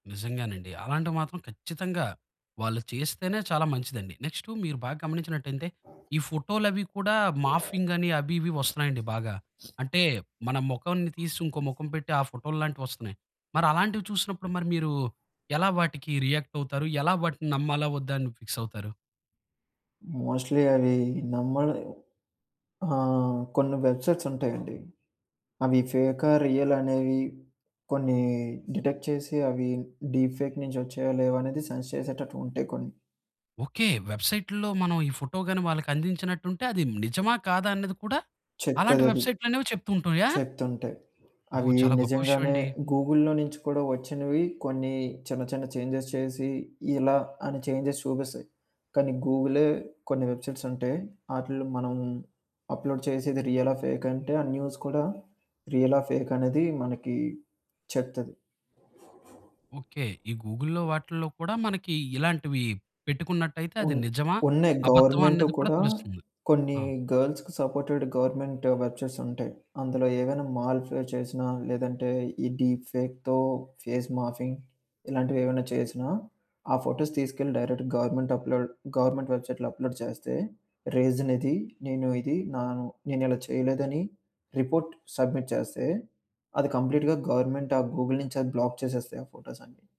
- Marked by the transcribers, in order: other background noise; in English: "మార్ఫింగ్"; in English: "మోస్ట్‌లి"; in English: "వెబ్‌సైట్స్"; in English: "డిటెక్ట్"; in English: "డీప్ ఫేక్"; in English: "సెన్స్"; "ఉంటాయా" said as "ఉంటుయా"; in English: "చేంజెస్"; in English: "చేంజెస్"; in English: "వెబ్సైట్స్"; in English: "అప్‌లోడ్"; in English: "న్యూస్"; in English: "గర్ల్స్‌కి సపోర్టెడ్ గవర్నమెంట్ వెబ్‌సైట్స్"; in English: "డీప్ ఫేక్‌తో ఫేస్ మాఫింగ్"; in English: "ఫోటోస్"; in English: "డైరెక్ట్ గవర్నమెంట్ అప్‌లోడ్ గవర్నమెంట్ వెబ్‌సైట్‌లో అప్‌లోడ్"; in English: "రిపోర్ట్ సబ్మిట్"; in English: "కంప్లీట్‌గా గవర్నమెంట్"; in English: "గూగుల్"; in English: "బ్లాక్"
- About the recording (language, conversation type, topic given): Telugu, podcast, తప్పుడు వార్తల ప్రభావం నుంచి దూరంగా ఉండేందుకు మీరు ఏం చేస్తారు?